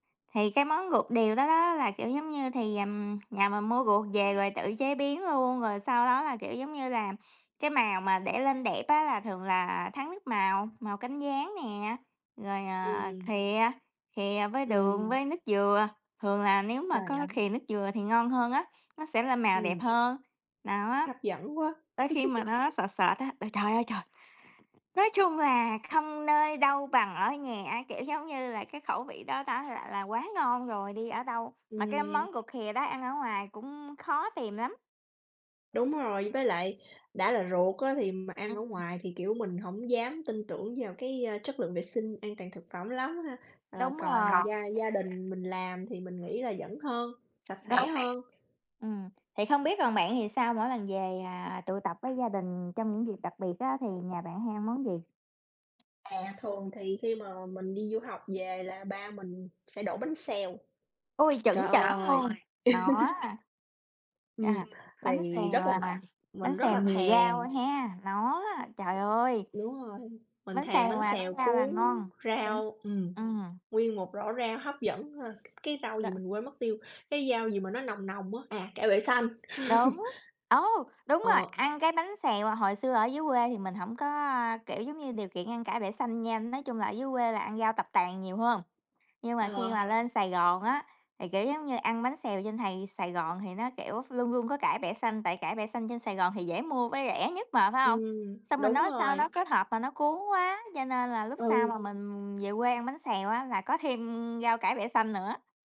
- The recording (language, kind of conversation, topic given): Vietnamese, unstructured, Món ăn nào gắn liền với ký ức tuổi thơ của bạn?
- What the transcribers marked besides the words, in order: tapping; background speech; other background noise; laugh; laugh; laugh